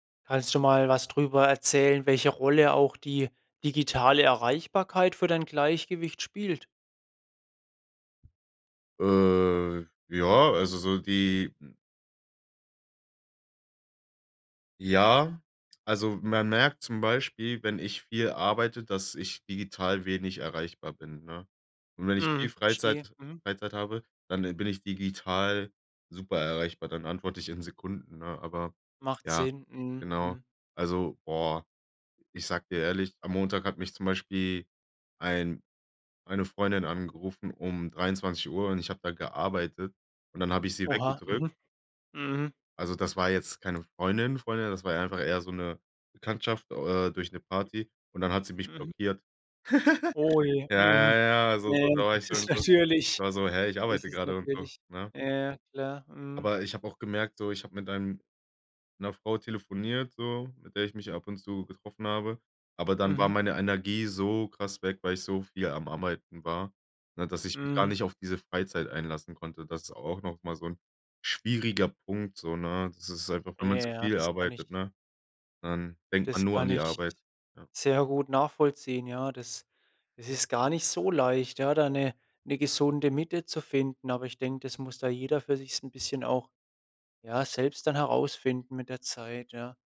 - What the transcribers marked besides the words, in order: drawn out: "Äh"; other noise; giggle; laughing while speaking: "das ist natürlich"; drawn out: "so"; stressed: "schwieriger"; stressed: "so"
- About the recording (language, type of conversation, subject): German, podcast, Wie findest du die Balance zwischen Arbeit und Freizeit?